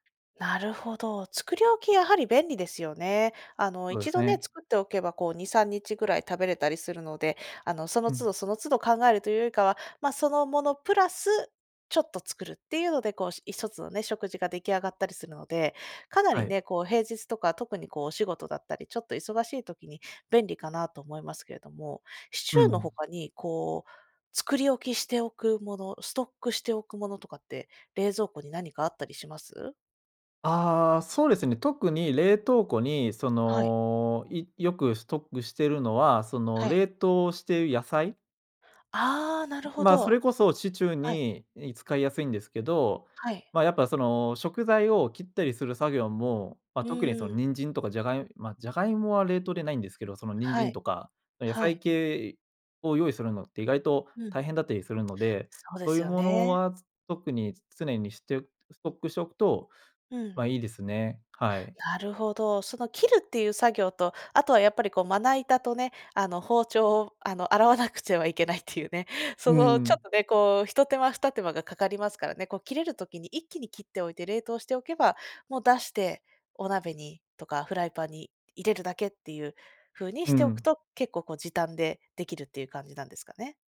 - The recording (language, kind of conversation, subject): Japanese, podcast, 普段、食事の献立はどのように決めていますか？
- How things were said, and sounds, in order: other background noise; other noise